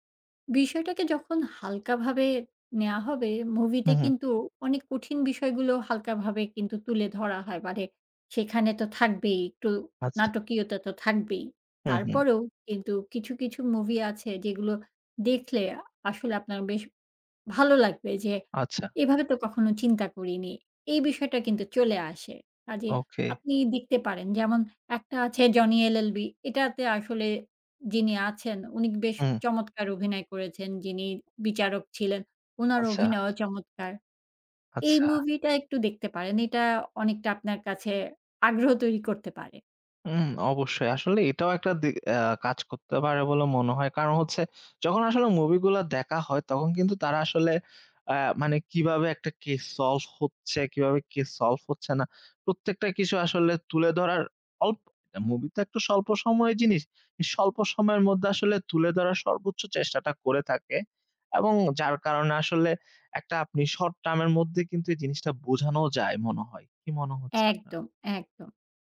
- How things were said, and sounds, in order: in English: "case solve"; in English: "case solve"; unintelligible speech; in English: "short-term"
- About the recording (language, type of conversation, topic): Bengali, advice, পরিবারের প্রত্যাশা মানিয়ে চলতে গিয়ে কীভাবে আপনার নিজের পরিচয় চাপা পড়েছে?